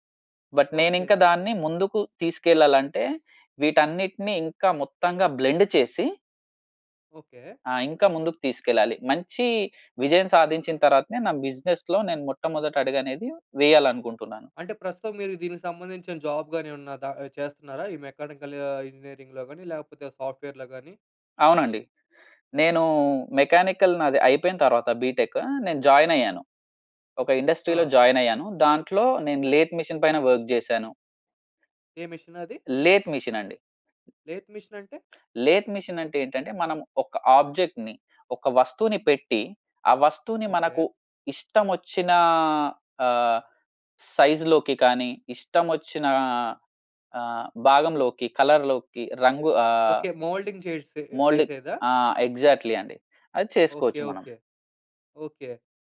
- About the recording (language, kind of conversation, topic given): Telugu, podcast, కెరీర్ మార్పు గురించి ఆలోచించినప్పుడు మీ మొదటి అడుగు ఏమిటి?
- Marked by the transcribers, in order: in English: "బట్"; in English: "బ్లెండ్"; in English: "బిజినెస్‌లో"; in English: "జాబ్"; in English: "మెకానికల్"; in English: "సాఫ్ట్‌వేర్‌లో"; in English: "మెకానికల్"; in English: "బిటెక్"; in English: "జాయిన్"; in English: "ఇండస్ట్రీ‌లో జాయిన్"; in English: "లేత్ మెషిన్"; in English: "వర్క్"; in English: "లేత్"; in English: "లేత్"; other background noise; in English: "లేత్ మెషిన్"; in English: "ఆబ్జెక్ట్‌ని"; in English: "సైజ్‌లోకి"; in English: "కలర్‌లోకి"; in English: "మౌల్డింగ్"; in English: "మౌల్డ్"; in English: "ఎగ్జాక్ట్‌లీ"